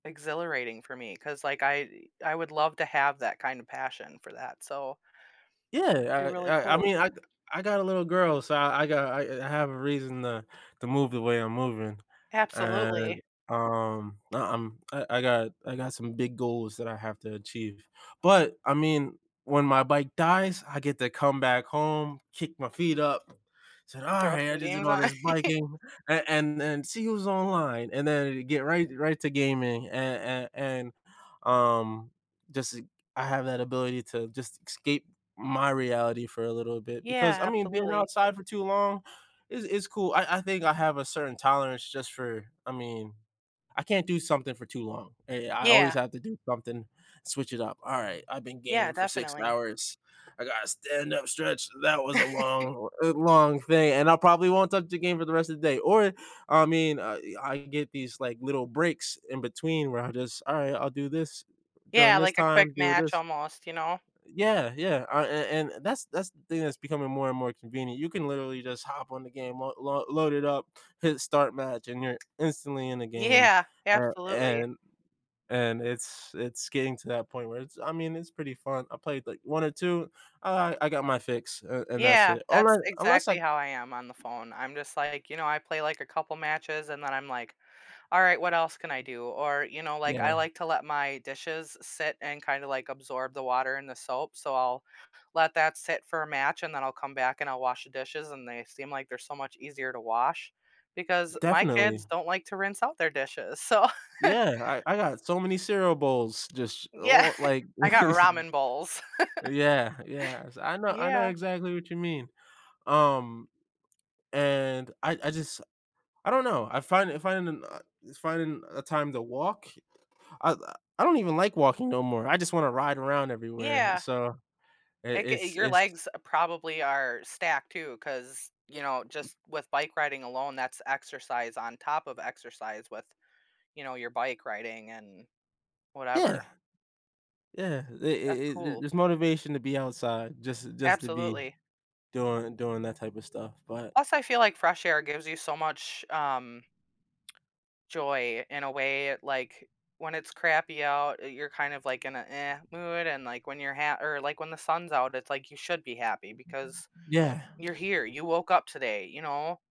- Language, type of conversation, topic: English, unstructured, How do you balance time spent on indoor hobbies with outdoor activities?
- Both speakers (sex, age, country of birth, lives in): female, 35-39, United States, United States; male, 30-34, United States, United States
- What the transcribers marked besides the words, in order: tapping; other background noise; chuckle; "escape" said as "excape"; laugh; other noise; chuckle; laughing while speaking: "Yeah"; chuckle